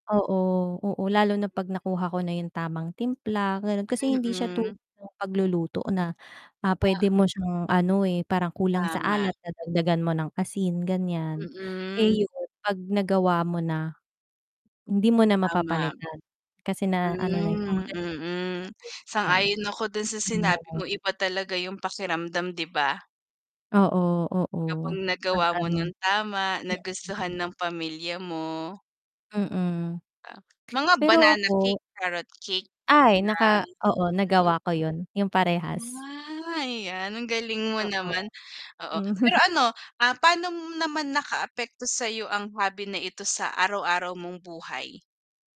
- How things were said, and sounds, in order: static; distorted speech; tapping; unintelligible speech; unintelligible speech; chuckle
- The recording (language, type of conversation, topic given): Filipino, unstructured, Ano ang pinaka-hindi mo malilimutang karanasan dahil sa isang libangan?